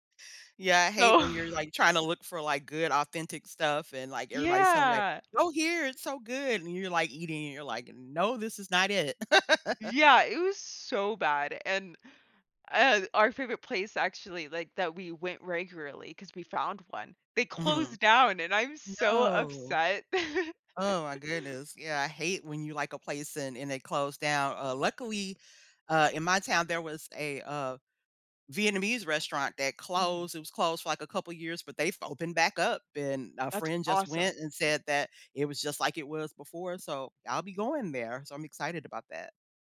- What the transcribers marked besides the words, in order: laughing while speaking: "so"; laugh; laugh
- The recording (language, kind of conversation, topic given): English, unstructured, What factors influence your choice to save money or treat yourself to something special?
- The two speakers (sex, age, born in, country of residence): female, 20-24, United States, United States; female, 50-54, United States, United States